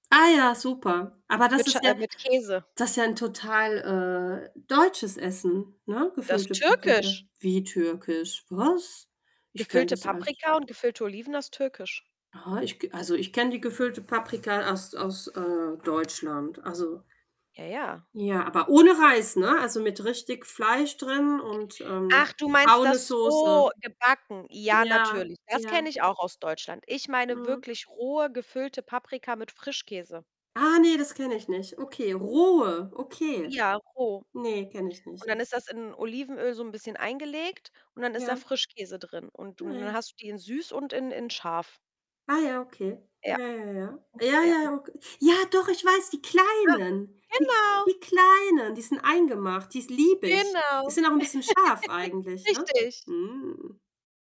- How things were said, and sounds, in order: static; stressed: "deutsches"; surprised: "was?"; other background noise; stressed: "ohne"; surprised: "Ah, ne"; stressed: "rohe"; unintelligible speech; anticipating: "Ja, doch, ich weiß, die … ist liebe ich"; stressed: "Kleinen"; joyful: "Ah, genau"; stressed: "Kleinen"; anticipating: "Genau"; laugh
- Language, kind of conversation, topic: German, unstructured, Magst du lieber süße oder salzige Snacks?